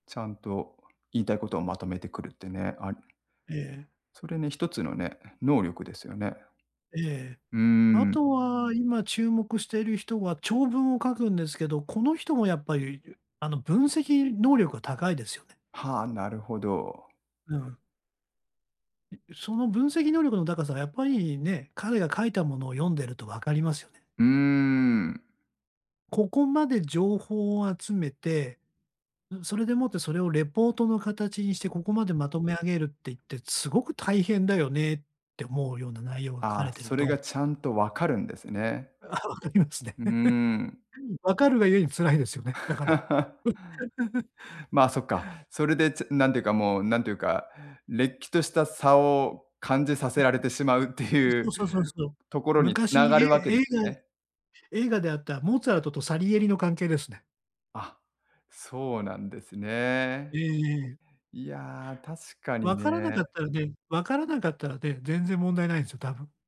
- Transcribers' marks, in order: laughing while speaking: "ああ、分かりますね"; chuckle; laugh; chuckle
- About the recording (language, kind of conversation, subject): Japanese, advice, SNSで見栄や他人との比較に追い込まれてしまう気持ちについて、どのように感じていますか？